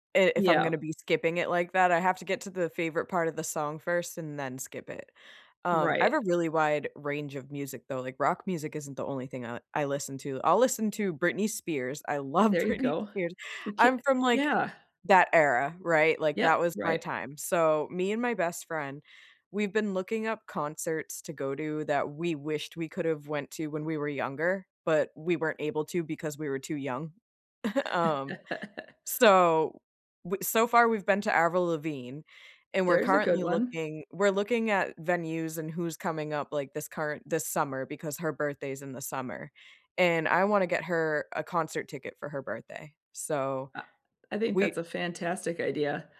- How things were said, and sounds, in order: laughing while speaking: "Britney Spears"; laugh; chuckle
- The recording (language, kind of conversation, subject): English, unstructured, What kind of music makes you feel happiest?